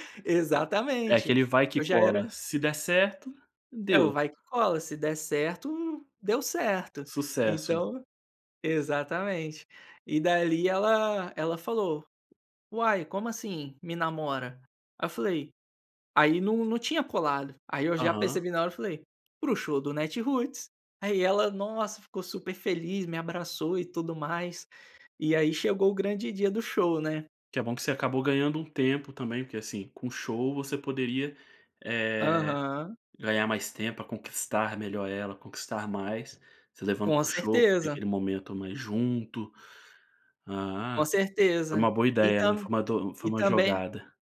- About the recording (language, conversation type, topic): Portuguese, podcast, Como você descobriu seu gosto musical?
- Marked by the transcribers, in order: none